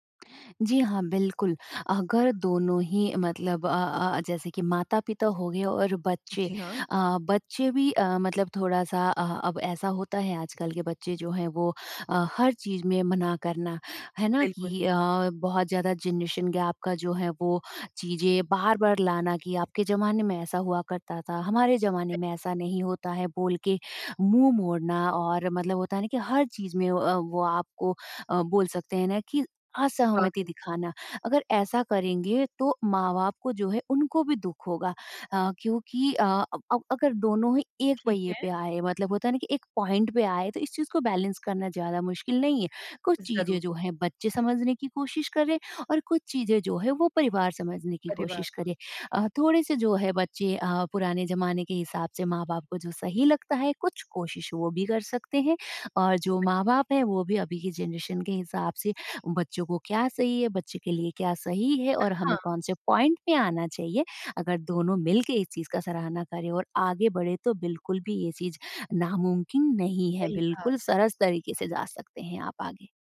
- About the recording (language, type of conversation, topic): Hindi, podcast, क्या पारिवारिक उम्मीदें सहारा बनती हैं या दबाव पैदा करती हैं?
- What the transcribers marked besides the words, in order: in English: "ज़नरेशन गैप"; other noise; in English: "पॉइंट"; in English: "बैलेंस"; in English: "ज़नरेशन"; in English: "पॉइंट"